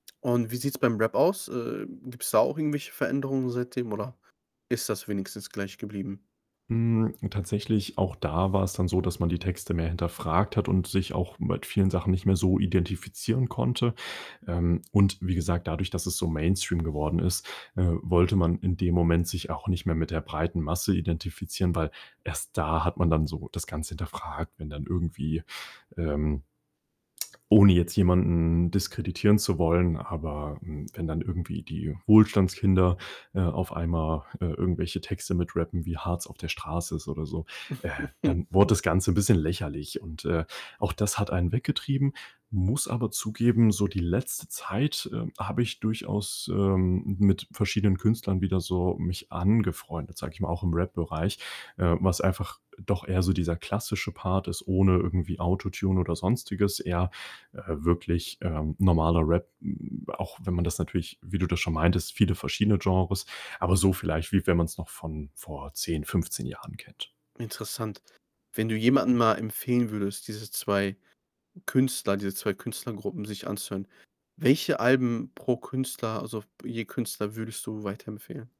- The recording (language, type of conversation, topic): German, podcast, Welche Musik hat dich als Teenager geprägt?
- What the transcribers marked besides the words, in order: other background noise; chuckle